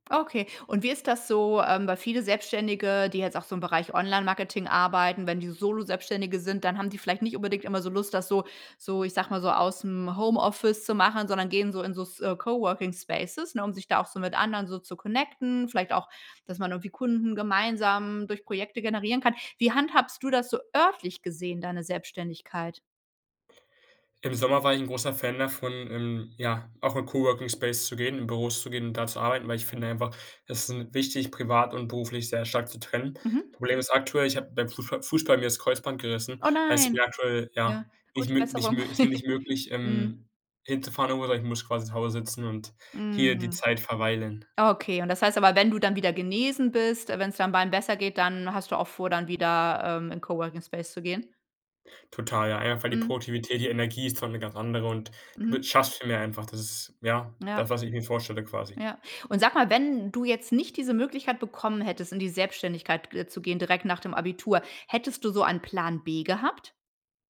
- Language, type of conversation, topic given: German, podcast, Wie entscheidest du, welche Chancen du wirklich nutzt?
- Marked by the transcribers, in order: in English: "connecten"; in English: "Coworking Space"; surprised: "Oh nein"; giggle; unintelligible speech; in English: "Coworking Space"